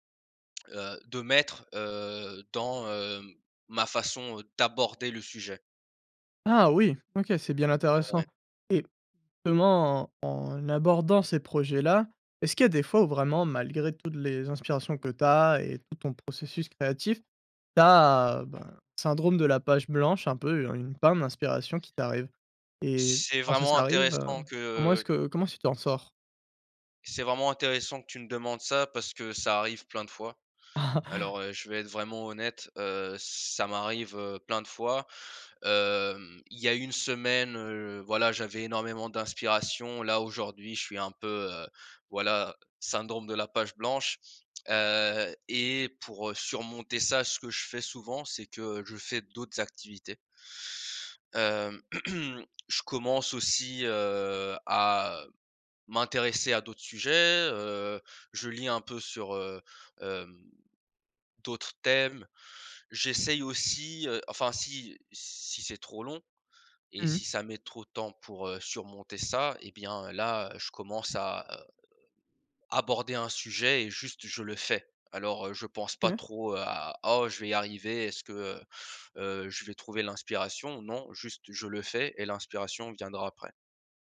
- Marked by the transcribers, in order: stressed: "d'aborder"; "justement" said as "ement"; tapping; chuckle; throat clearing; stressed: "fais"
- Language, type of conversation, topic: French, podcast, Comment trouves-tu l’inspiration pour créer quelque chose de nouveau ?